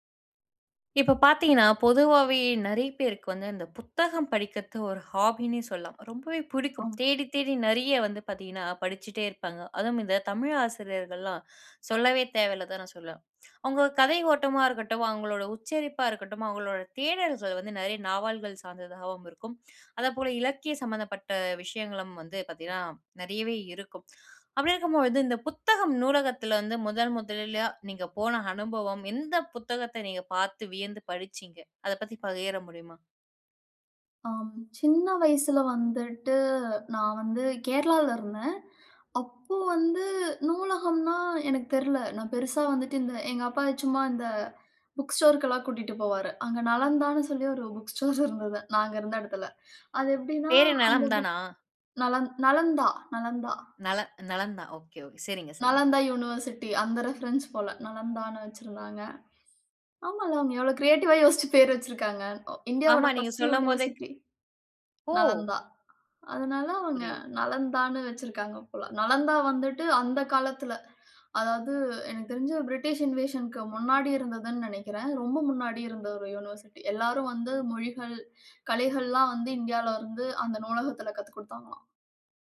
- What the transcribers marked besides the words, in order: in English: "ஹாபின்னே"; other background noise; inhale; breath; inhale; drawn out: "வந்துட்டு"; laugh; inhale; in English: "யுனிவர்சிட்டி"; in English: "ரெஃபரன்ஸ்"; in English: "கிரியேட்டிவ்வா"; laughing while speaking: "யோசிச்சு பேர் வச்சிருக்கிறாங்க"; in English: "யுனிவர்சிட்டி"; surprised: "ஓ!"; inhale; in English: "பிரிட்டிஷ் இன்வேஷன்க்கு"; in English: "யுனிவர்சிட்டி"
- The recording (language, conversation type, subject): Tamil, podcast, நீங்கள் முதல் முறையாக நூலகத்திற்குச் சென்றபோது அந்த அனுபவம் எப்படி இருந்தது?